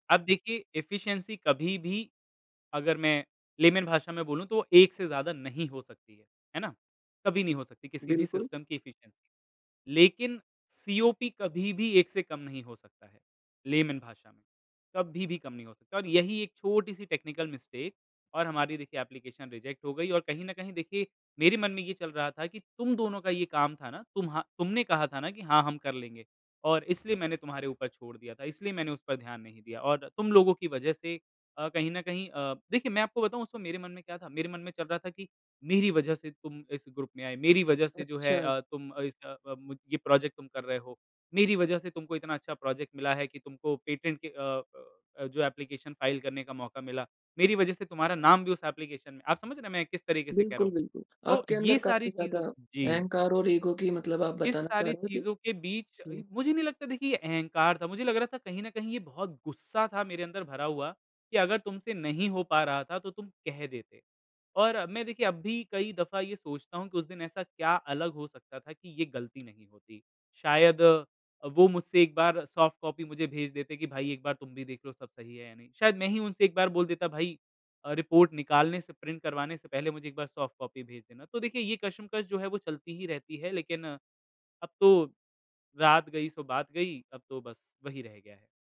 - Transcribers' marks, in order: in English: "एफिशिएंसी"; in English: "लेमन"; in English: "सिस्टम"; in English: "एफिशिएंसी"; in English: "लेमन"; in English: "टेक्निकल मिस्टेक"; in English: "एप्लीकेशन रिजेक्ट"; in English: "ग्रुप"; in English: "पेटेंट"; in English: "एप्लीकेशन फाइल"; in English: "एप्लीकेशन फाइल"; in English: "इगो"; in English: "रिपोर्ट"
- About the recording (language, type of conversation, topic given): Hindi, podcast, आपने किसी बड़ी असफलता का अनुभव कब और कैसे किया, और उससे आपने क्या सीखा?